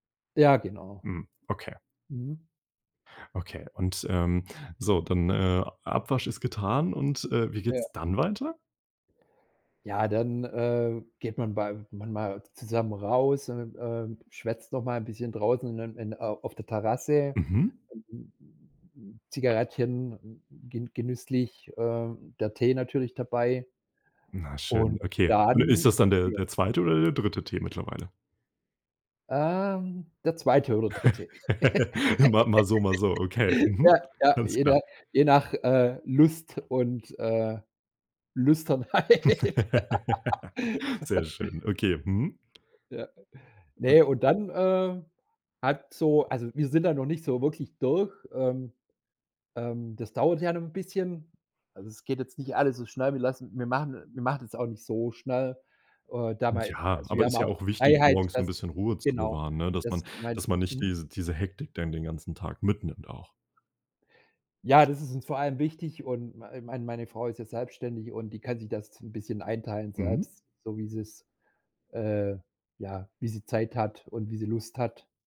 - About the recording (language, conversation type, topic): German, podcast, Wie sieht ein typisches Morgenritual in deiner Familie aus?
- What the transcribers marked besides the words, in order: other noise; laugh; laugh; laugh; laughing while speaking: "Lüsternheit"; laugh; other background noise; drawn out: "so"